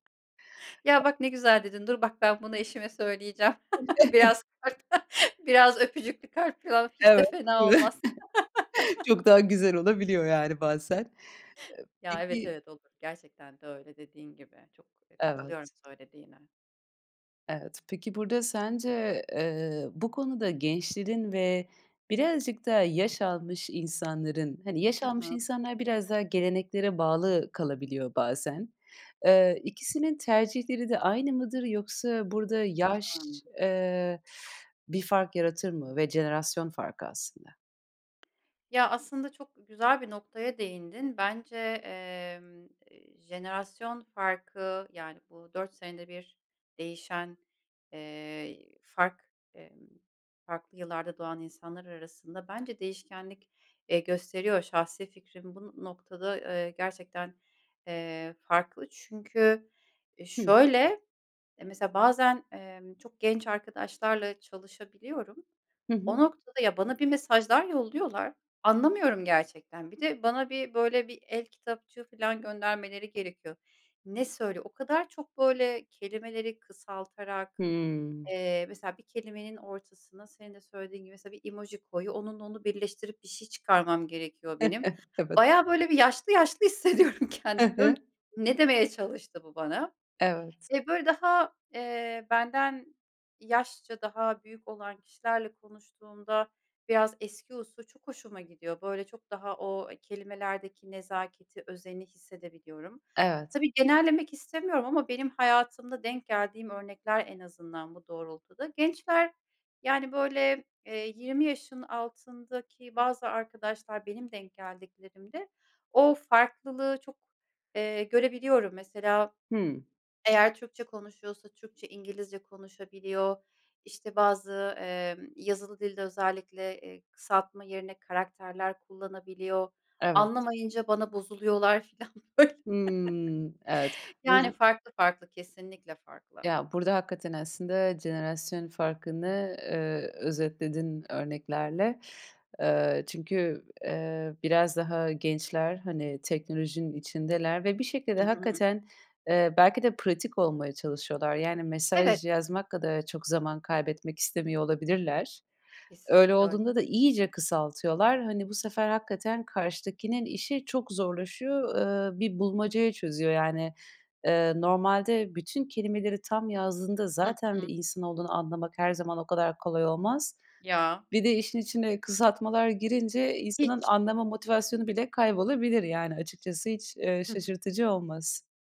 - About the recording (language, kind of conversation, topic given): Turkish, podcast, Telefonda dinlemekle yüz yüze dinlemek arasında ne fark var?
- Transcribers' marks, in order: other background noise; chuckle; laughing while speaking: "Biraz kalp biraz öpücüklü kalp falan hiç de fena olmaz"; chuckle; tapping; chuckle; laughing while speaking: "hissediyorum"; laughing while speaking: "böyle"; chuckle